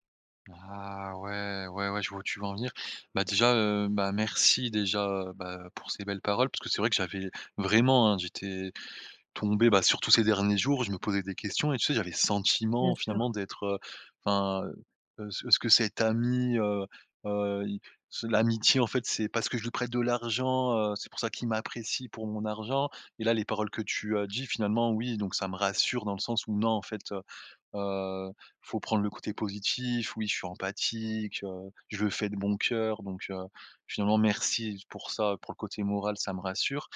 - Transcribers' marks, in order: none
- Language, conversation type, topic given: French, advice, Comment puis-je poser des limites personnelles saines avec un ami qui m'épuise souvent ?